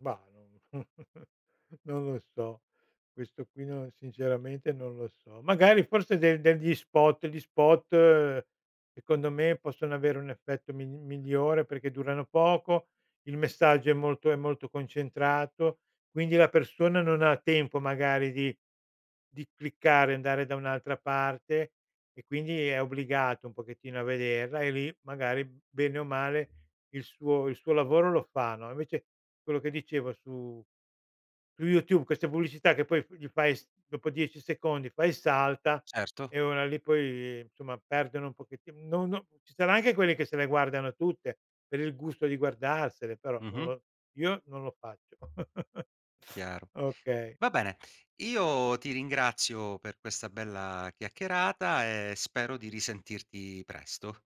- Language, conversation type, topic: Italian, podcast, Come ti influenza l’algoritmo quando scopri nuovi contenuti?
- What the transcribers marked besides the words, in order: chuckle; tapping; drawn out: "spot"; in English: "cliccare"; "YouTube" said as "YouTu"; chuckle; drawn out: "bella"